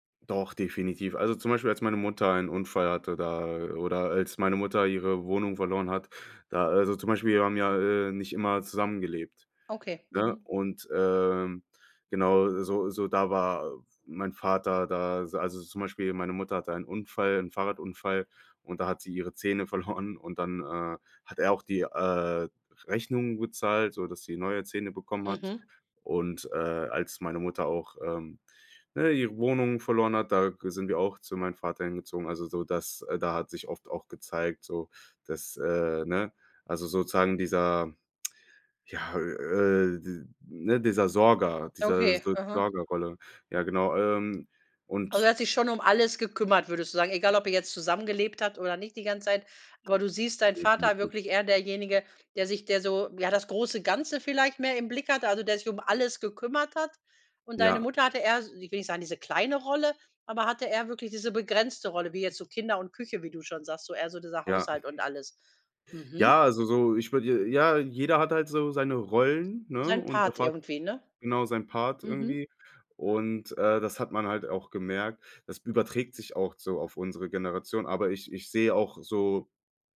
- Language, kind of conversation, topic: German, podcast, Wie hat sich euer Rollenverständnis von Mann und Frau im Laufe der Zeit verändert?
- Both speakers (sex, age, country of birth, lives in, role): female, 45-49, Germany, Germany, host; male, 25-29, Germany, Germany, guest
- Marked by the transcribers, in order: none